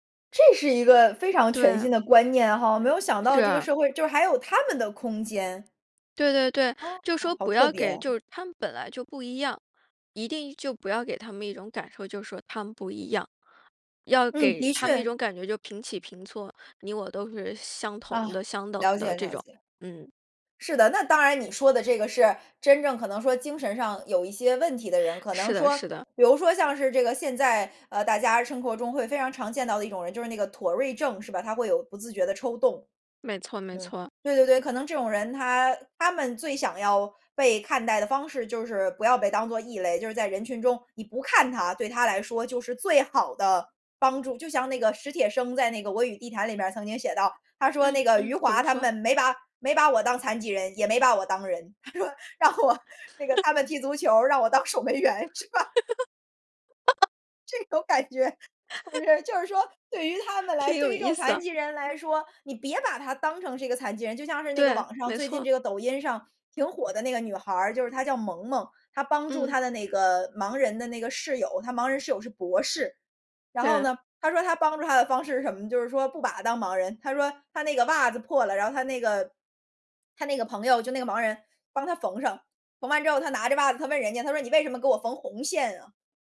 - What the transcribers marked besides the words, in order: other background noise; tapping; laugh; laughing while speaking: "他说"; other noise; laugh; laughing while speaking: "守门员，是吧"; laugh; laughing while speaking: "这种感觉，是不是"; laugh
- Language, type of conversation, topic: Chinese, podcast, 如何在通勤途中练习正念？